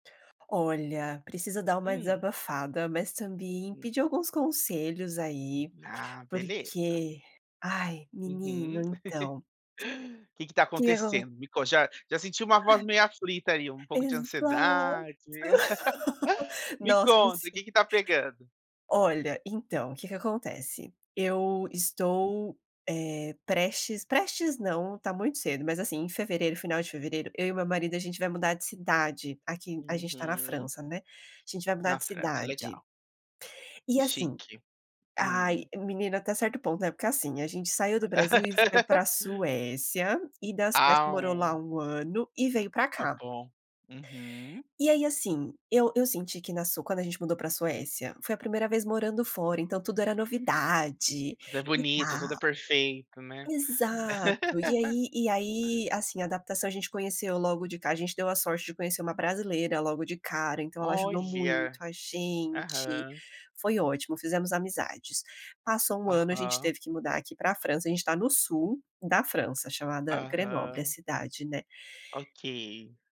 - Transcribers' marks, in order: unintelligible speech; laugh; laugh; laughing while speaking: "Nossa, sim"; laugh; laughing while speaking: "Me conta o que está pegando"; laugh; laugh
- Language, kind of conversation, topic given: Portuguese, advice, Como lidar com a ansiedade antes de mudar de cidade ou de país?